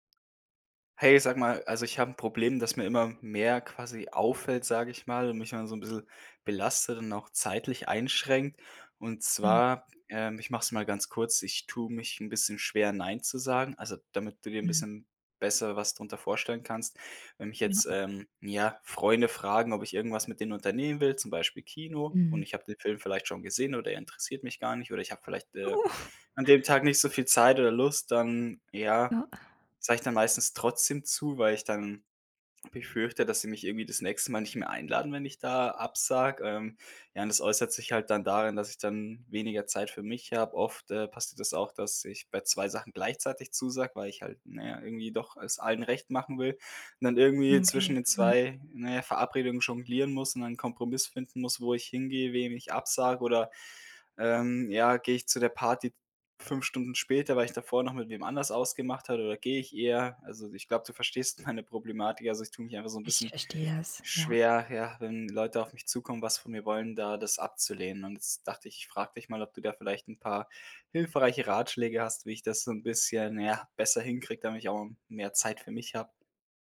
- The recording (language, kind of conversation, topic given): German, advice, Warum fällt es mir schwer, bei Bitten von Freunden oder Familie Nein zu sagen?
- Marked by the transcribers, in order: other background noise; surprised: "Uh"; laughing while speaking: "meine"